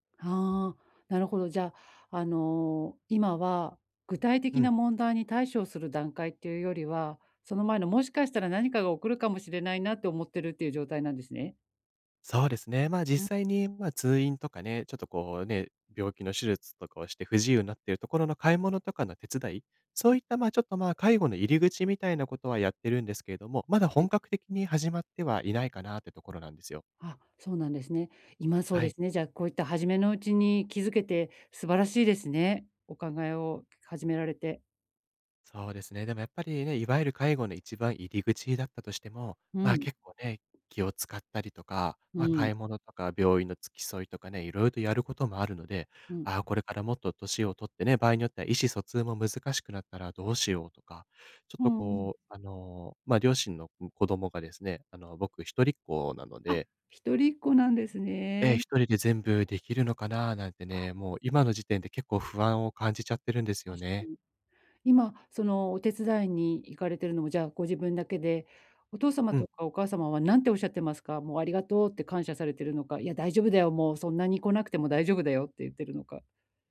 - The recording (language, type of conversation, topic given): Japanese, advice, 親が高齢になったとき、私の役割はどのように変わりますか？
- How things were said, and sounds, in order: tapping; other background noise